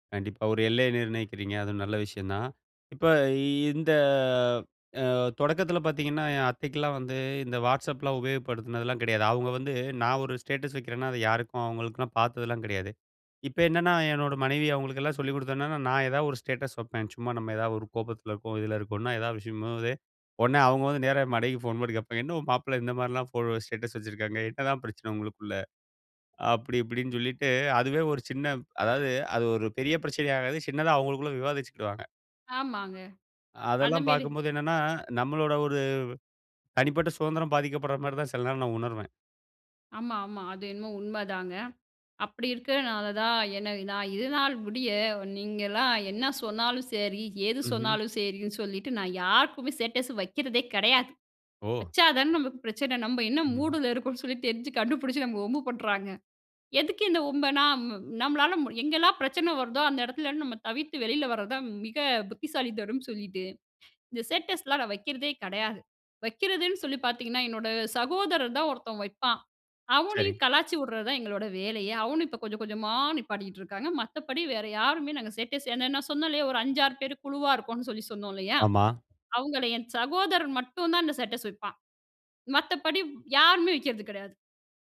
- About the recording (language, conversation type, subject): Tamil, podcast, டிஜிட்டல் சாதனங்கள் உங்கள் உறவுகளை எவ்வாறு மாற்றியுள்ளன?
- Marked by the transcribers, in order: drawn out: "இந்த"; in English: "ஸ்டேட்டஸ்"; in English: "ஸ்டேட்டஸ்"; in English: "ஸ்டேட்டஸ்"; other noise